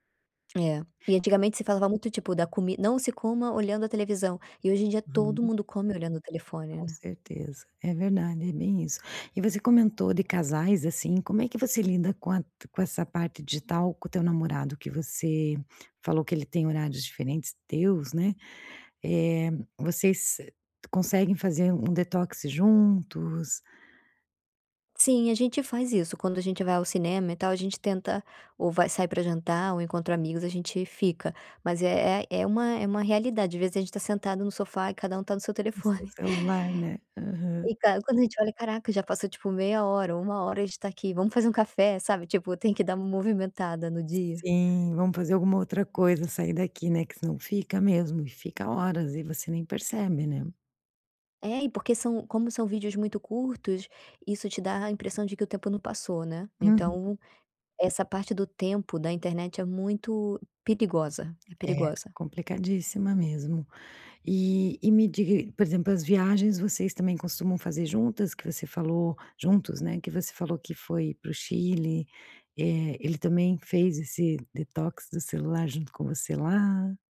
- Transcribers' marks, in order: tapping; other background noise; chuckle
- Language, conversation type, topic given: Portuguese, podcast, Como você faz detox digital quando precisa descansar?